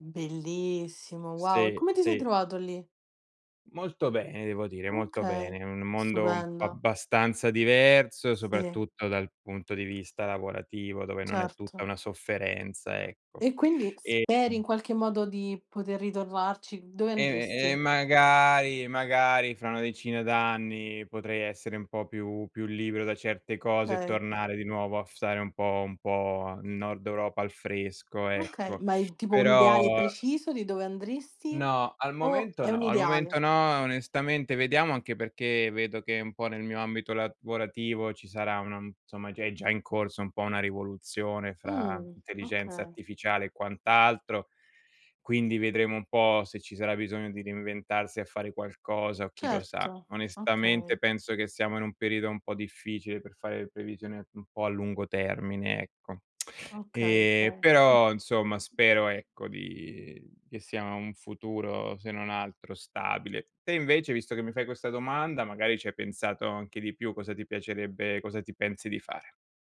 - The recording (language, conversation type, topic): Italian, unstructured, Come immagini la tua vita tra dieci anni?
- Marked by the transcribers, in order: other background noise; "Okay" said as "chei"; tsk